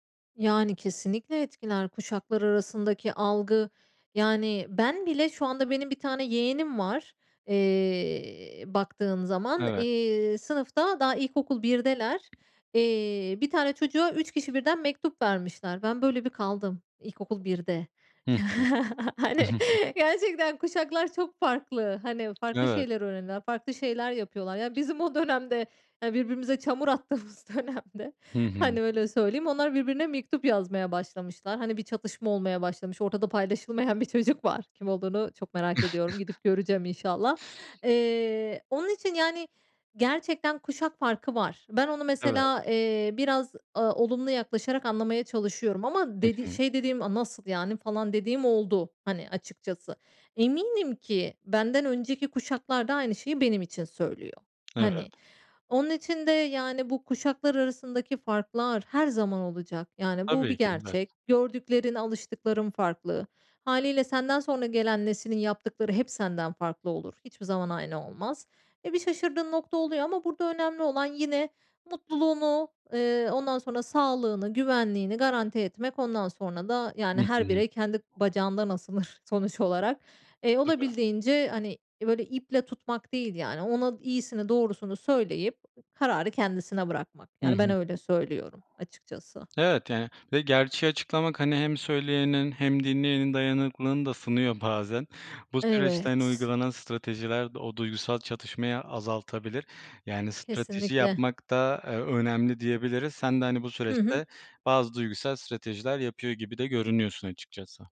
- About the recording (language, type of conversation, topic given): Turkish, podcast, Aile içinde gerçekleri söylemek zor mu?
- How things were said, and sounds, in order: tapping; chuckle; laughing while speaking: "hani"; giggle; other background noise; laughing while speaking: "dönemde"; giggle